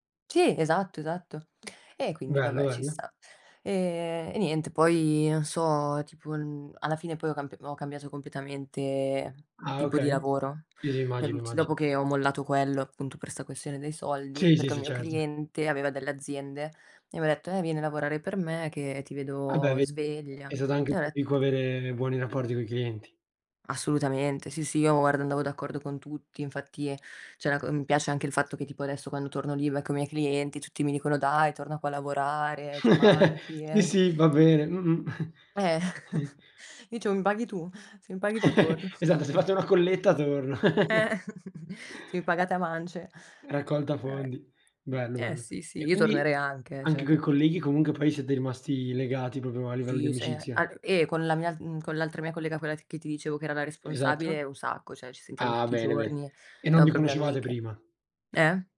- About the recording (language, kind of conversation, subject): Italian, unstructured, Qual è la cosa che ti rende più felice nel tuo lavoro?
- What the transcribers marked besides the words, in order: chuckle; chuckle; laughing while speaking: "Eh"; chuckle; "cioè" said as "ceh"; "proprio" said as "propio"; "Cioè" said as "ceh"